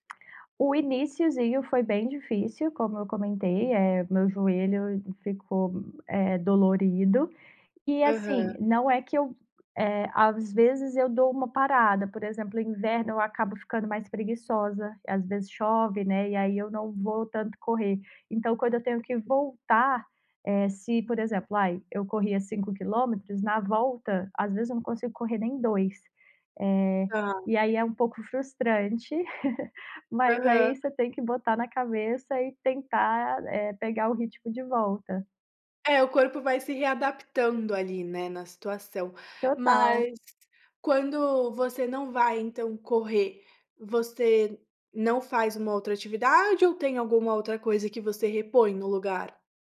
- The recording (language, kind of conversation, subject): Portuguese, podcast, Que atividade ao ar livre te recarrega mais rápido?
- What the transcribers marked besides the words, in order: tapping; other background noise; chuckle